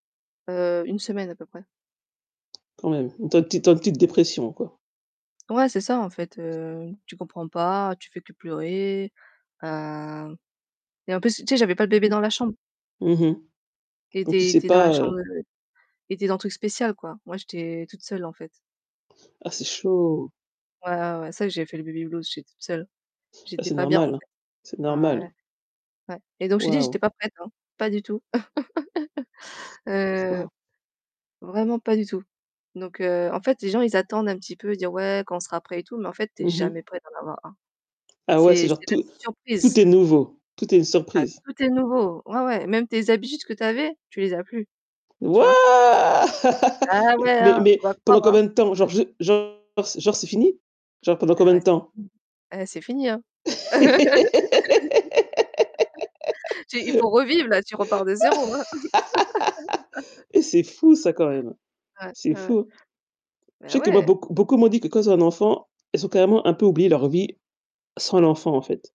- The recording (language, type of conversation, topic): French, unstructured, Qu’est-ce qui te rend heureux après une journée de travail ?
- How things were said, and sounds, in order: tapping; other background noise; distorted speech; laugh; stressed: "Wouah"; laugh; unintelligible speech; laugh; laugh